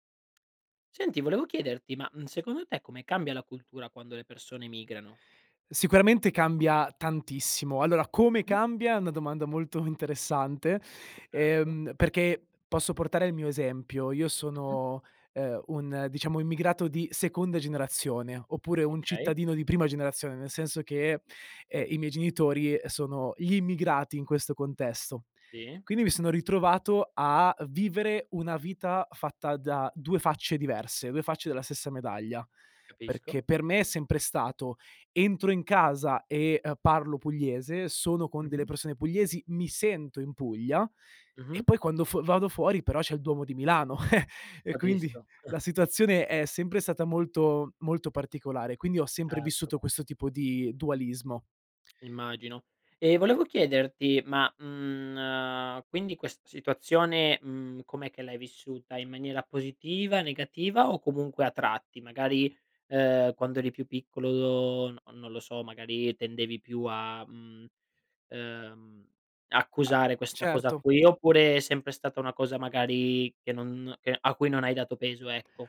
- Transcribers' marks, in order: tapping; other background noise; laughing while speaking: "molto"; "Sì" said as "ì"; chuckle; laughing while speaking: "e quindi"; chuckle
- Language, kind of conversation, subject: Italian, podcast, Come cambia la cultura quando le persone emigrano?